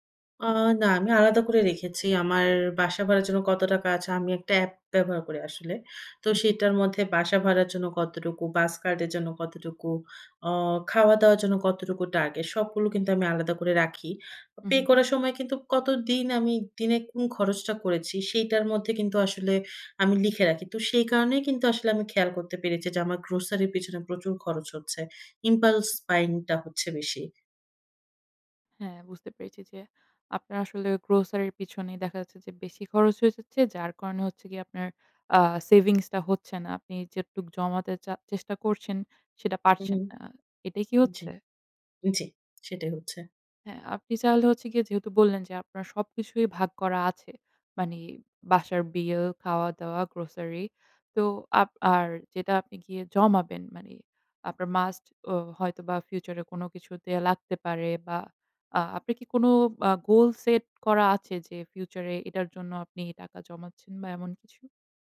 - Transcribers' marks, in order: in English: "grocery"; in English: "Impulse buying"; in English: "grocery"; "যেটুকু" said as "যেকটুক"; in English: "grocery"
- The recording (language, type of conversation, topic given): Bengali, advice, ক্যাশফ্লো সমস্যা: বেতন, বিল ও অপারেটিং খরচ মেটাতে উদ্বেগ